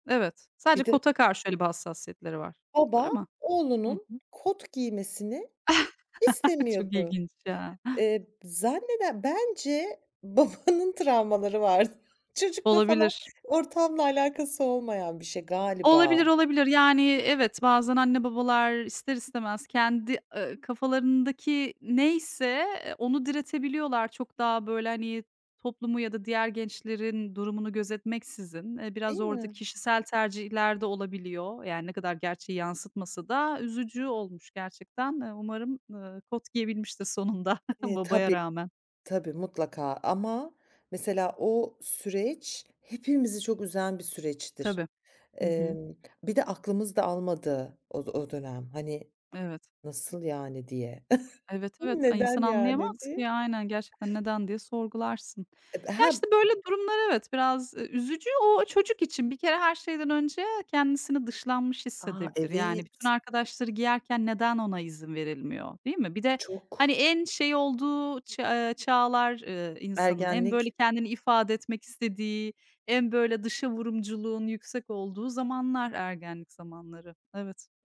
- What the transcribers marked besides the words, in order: chuckle; laughing while speaking: "babanın travmaları vardı. Çocukla falan"; other noise; laughing while speaking: "sonunda"; chuckle; chuckle; laughing while speaking: "Neden yani? diye"
- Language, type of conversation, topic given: Turkish, podcast, Ailenin kültürü kıyafet seçimlerini nasıl etkiler?